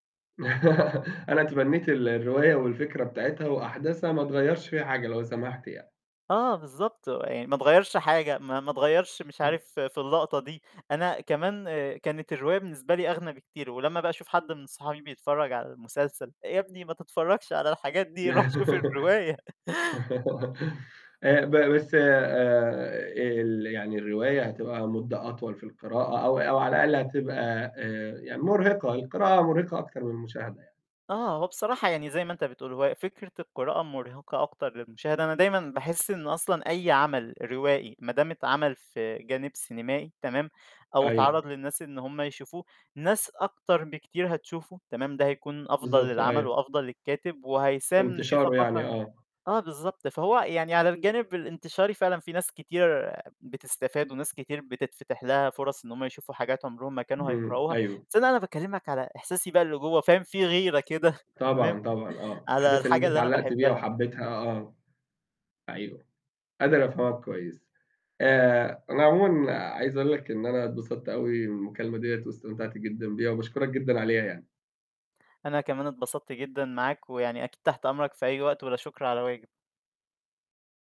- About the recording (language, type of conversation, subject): Arabic, podcast, إيه رأيك في تحويل الكتب لمسلسلات؟
- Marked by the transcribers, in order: static; laugh; laugh; chuckle; chuckle